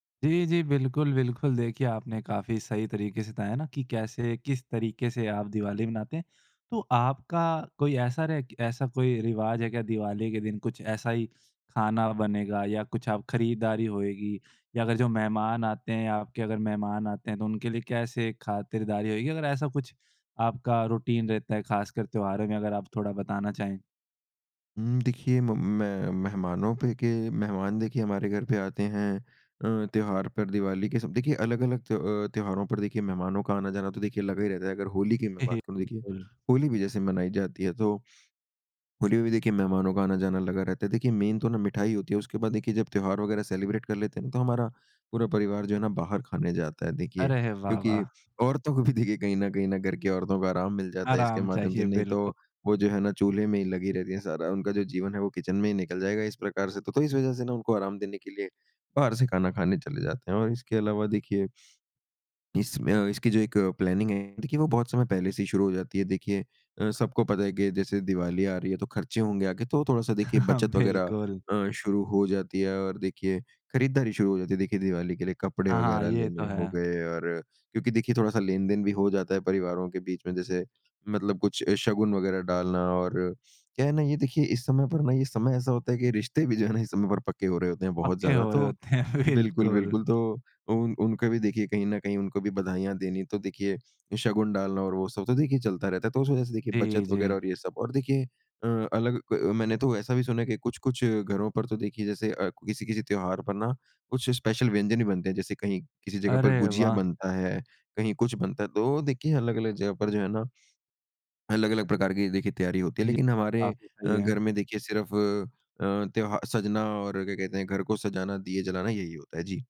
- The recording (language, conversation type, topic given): Hindi, podcast, आप घर पर त्योहार की तैयारी कैसे करते हैं?
- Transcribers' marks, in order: in English: "मेन"; in English: "सेलिब्रेट"; laughing while speaking: "को भी देखिए"; in English: "प्लानिंग"; chuckle; laughing while speaking: "भी जो है ना"; laughing while speaking: "हैं। बिल्कुल"; in English: "स्पेशल"